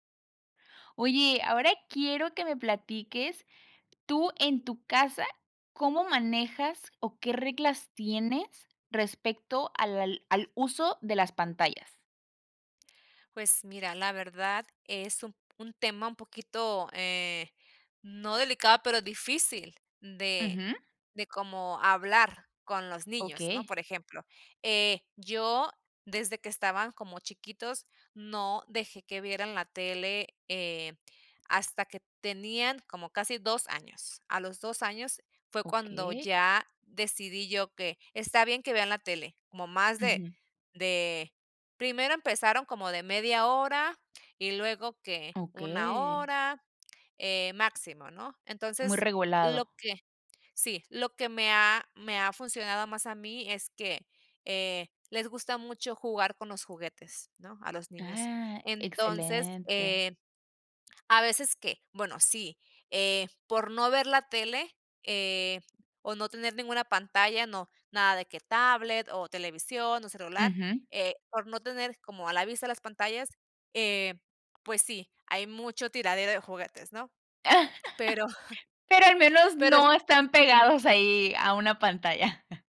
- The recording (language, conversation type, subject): Spanish, podcast, ¿Qué reglas tienen respecto al uso de pantallas en casa?
- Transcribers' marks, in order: laugh; chuckle; chuckle